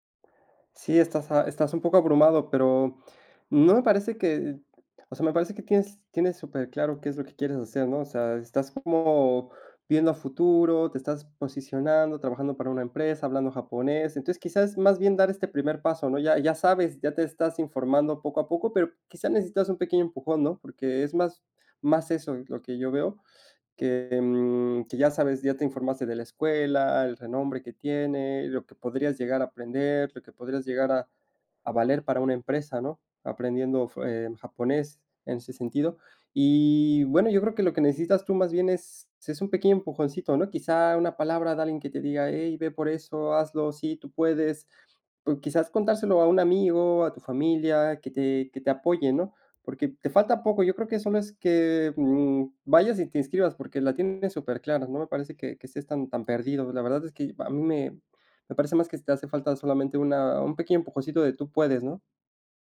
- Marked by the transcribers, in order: none
- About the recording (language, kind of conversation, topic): Spanish, advice, ¿Cómo puedo aclarar mis metas profesionales y saber por dónde empezar?